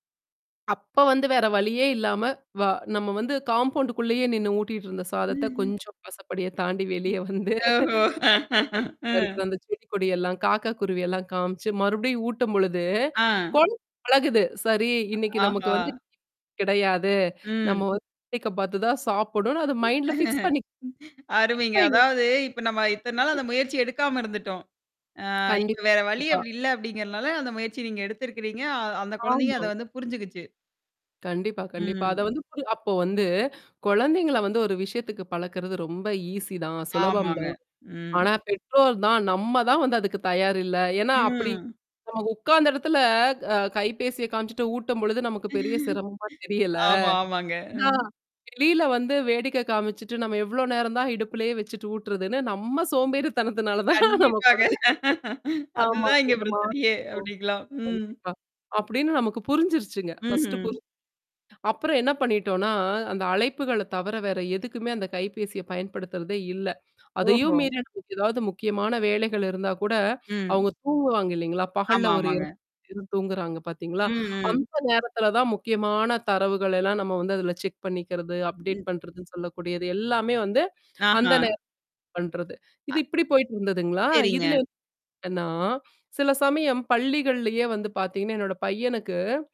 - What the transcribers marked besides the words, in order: static; distorted speech; other noise; laughing while speaking: "ஓஹோ! அ"; chuckle; unintelligible speech; other background noise; unintelligible speech; mechanical hum; chuckle; in English: "மைண்ட்ல ஃபிக்ஸ்"; unintelligible speech; unintelligible speech; chuckle; laughing while speaking: "க கண்டிப்பாங்க. அதுதான் இங்க பிரச்சனையே! அப்படிங்களாம். ம்"; chuckle; in English: "ஃபர்ஸ்ட்டு"; background speech; in English: "செக்"; in English: "அப்டேட்"
- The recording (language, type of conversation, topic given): Tamil, podcast, குழந்தைகளின் திரை நேரத்திற்கு நீங்கள் எந்த விதிமுறைகள் வைத்திருக்கிறீர்கள்?